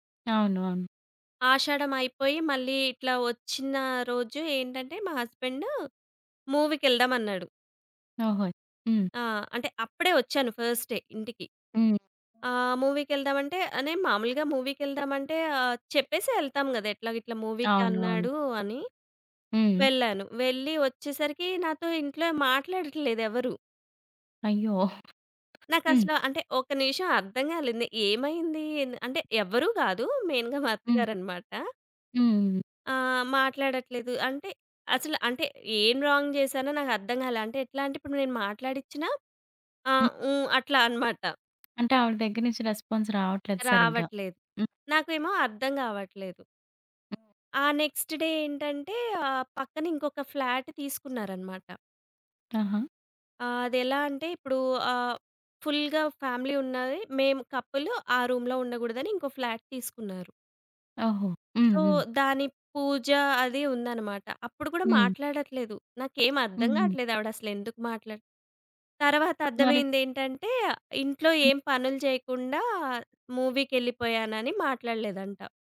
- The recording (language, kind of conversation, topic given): Telugu, podcast, చేయలేని పనిని మర్యాదగా ఎలా నిరాకరించాలి?
- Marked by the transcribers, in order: other background noise; in English: "ఫస్ట్ డే"; in English: "మూవీకి"; in English: "మెయిన్‌గా"; in English: "రాంగ్"; tapping; in English: "రెస్పాన్స్"; in English: "నెక్స్ట్ డే"; in English: "ఫ్లాట్"; in English: "ఫుల్‌గా ఫ్యామిలీ"; in English: "రూమ్‌లో"; in English: "ఫ్లాట్"; in English: "సో"; in English: "మూవీకెళ్ళిపోయానని"